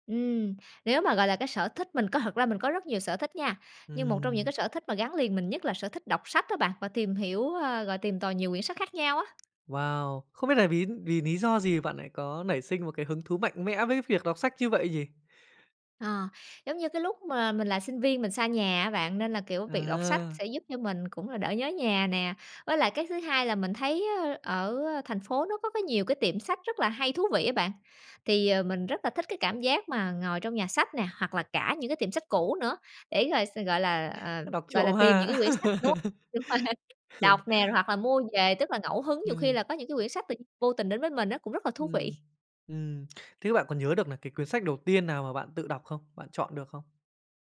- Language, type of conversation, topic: Vietnamese, podcast, Bạn thường tìm cảm hứng cho sở thích của mình ở đâu?
- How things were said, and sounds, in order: tapping; alarm; laugh